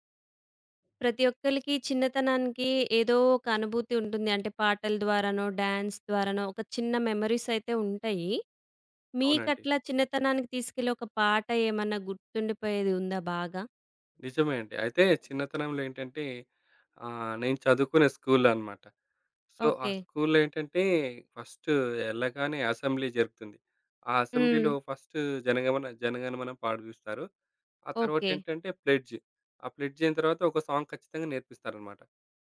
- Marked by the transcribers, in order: in English: "డాన్స్"; tapping; in English: "మెమోరీస్"; in English: "సో"; in English: "అసెంబ్లీ"; in English: "అసెంబ్లీలో"; in English: "ప్లెడ్జ్"; in English: "ప్లెడ్జ్"; in English: "సాంగ్"
- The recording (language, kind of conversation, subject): Telugu, podcast, చిన్నతనం గుర్తొచ్చే పాట పేరు ఏదైనా చెప్పగలరా?